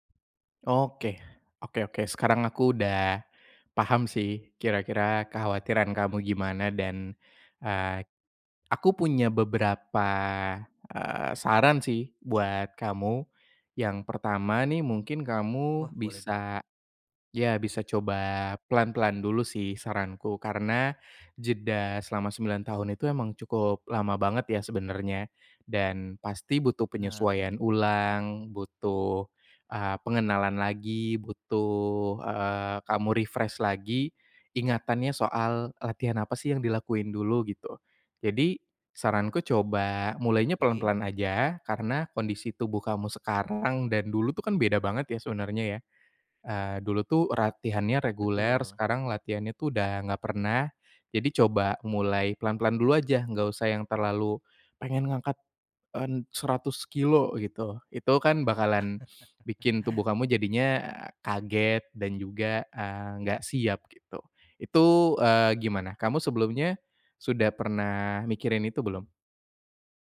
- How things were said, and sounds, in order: in English: "refresh"; "latihannya" said as "ratihannya"; chuckle
- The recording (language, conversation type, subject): Indonesian, advice, Bagaimana cara kembali berolahraga setelah lama berhenti jika saya takut tubuh saya tidak mampu?